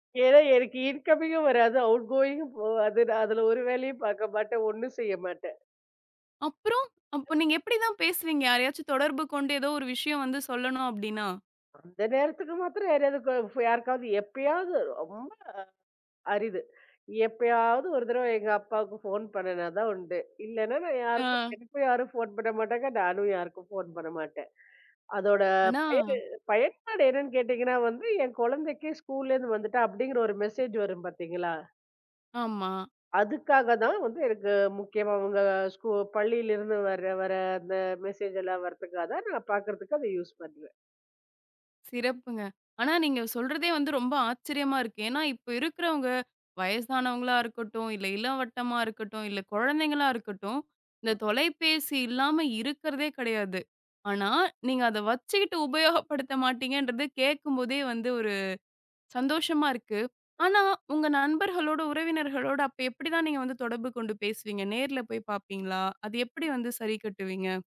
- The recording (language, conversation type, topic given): Tamil, podcast, ஸ்கிரீன் நேரத்தை சமநிலையாக வைத்துக்கொள்ள முடியும் என்று நீங்கள் நினைக்கிறீர்களா?
- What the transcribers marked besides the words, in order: in English: "இன்கமிங்கும்"; in English: "அவுட்கோயிங்கும்"; snort; anticipating: "அப்புறம்! அப்போ நீங்க எப்படி தான் … வந்து சொல்லணும் அப்படின்னா?"; drawn out: "ரொம்ப"; in English: "மெசேஜ்"; other noise; tapping